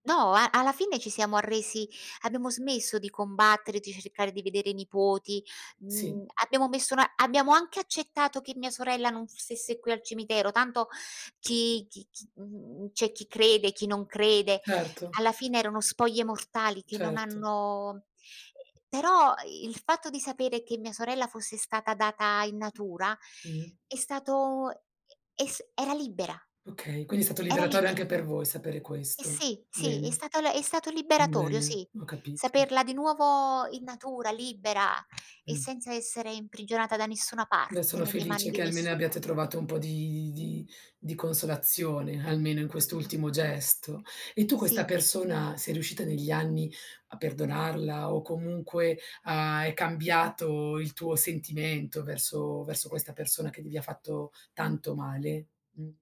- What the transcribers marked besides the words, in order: tapping; other background noise
- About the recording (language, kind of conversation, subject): Italian, podcast, Come si può parlare di vecchi torti senza riaccendere la rabbia?